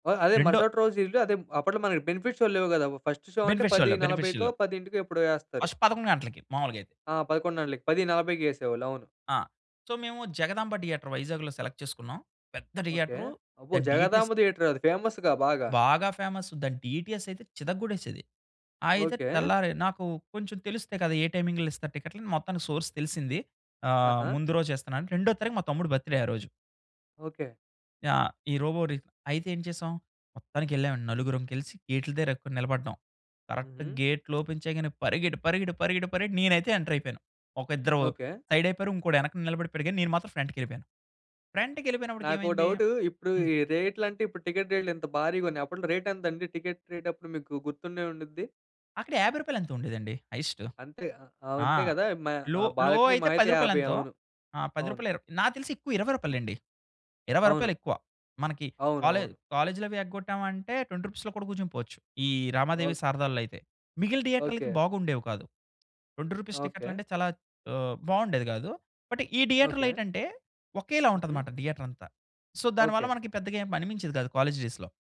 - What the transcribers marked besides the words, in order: in English: "ఫస్ట్ షో"; in English: "బెనిఫిట్ షోలో. బెనిఫిట్ షోలో"; in English: "ఫస్ట్"; in English: "సో"; in English: "సెలెక్ట్"; in English: "డీటీఎస్"; in English: "ఫేమస్‌గా"; in English: "ఫేమస్"; in English: "డీటీఎస్"; in English: "టైమింగ్‌లో"; in English: "సోర్స్"; in English: "బర్త్‌డే"; in English: "కరెక్ట్‌గా"; in English: "ఓపెన్"; in English: "ఎంటర్"; in English: "సైడ్"; in English: "టికెట్"; in English: "రేట్"; in English: "టికెట్ రేట్"; in English: "లో, లో"; in English: "బాల్కనీ"; in English: "ట్వెంటీ రూపీస్‌లో"; in English: "ట్వెంటీ రూపీస్"; in English: "బట్"; in English: "థియేటర్‌లో"; in English: "థియేటర్"; in English: "సో"; in English: "కాలేజ్ డేస్‌లో"
- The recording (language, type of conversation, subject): Telugu, podcast, ఒక సినిమా మీ దృష్టిని ఎలా మార్చిందో చెప్పగలరా?